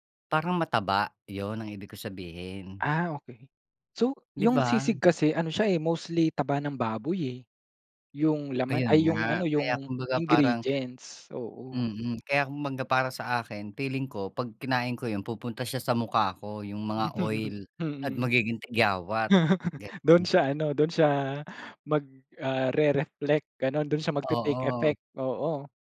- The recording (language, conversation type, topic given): Filipino, podcast, Ano ang paborito mong paraan para tuklasin ang mga bagong lasa?
- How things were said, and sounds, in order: chuckle; chuckle